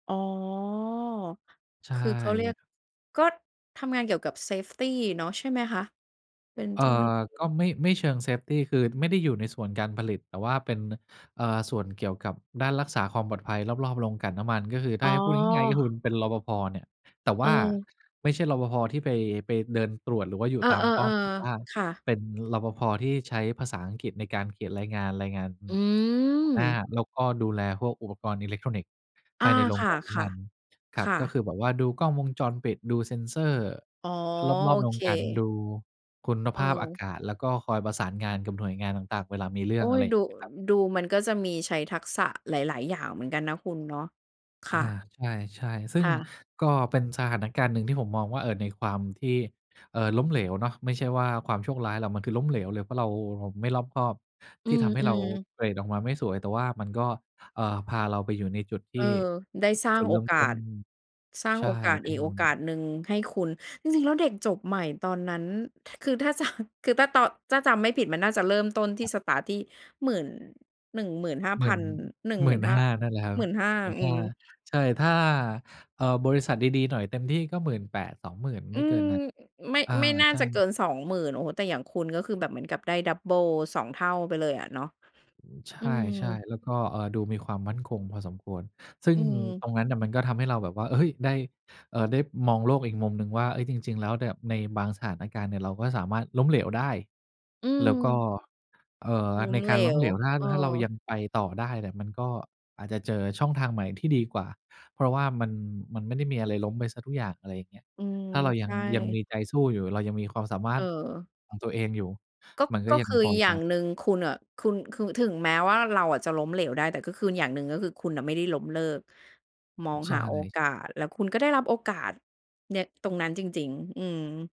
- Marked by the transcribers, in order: drawn out: "อ๋อ"; other background noise; in English: "เซฟตี"; in English: "เซฟตี"; laughing while speaking: "จะ"; in English: "สตาร์ต"
- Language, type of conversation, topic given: Thai, podcast, คุณเคยเปลี่ยนความล้มเหลวให้เป็นโอกาสได้อย่างไรบ้าง?